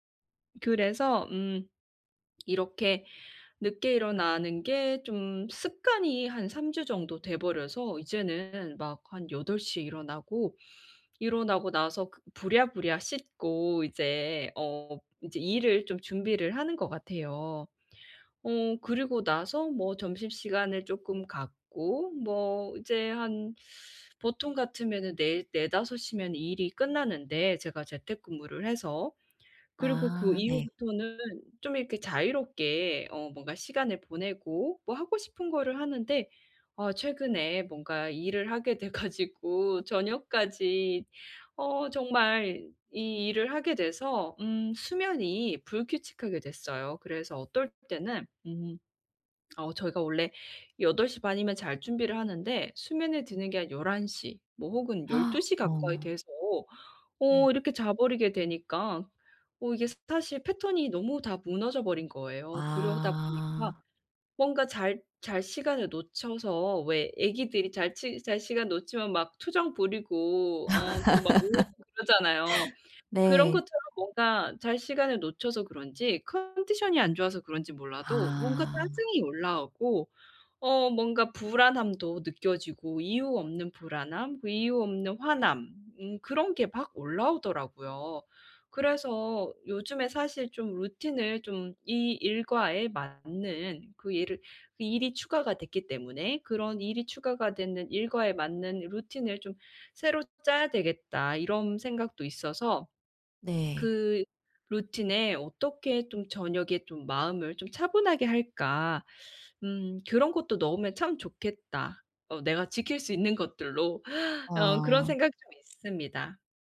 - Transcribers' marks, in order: tapping; laughing while speaking: "돼 가지고"; gasp; laugh; other background noise
- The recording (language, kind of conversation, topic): Korean, advice, 저녁에 마음을 가라앉히는 일상을 어떻게 만들 수 있을까요?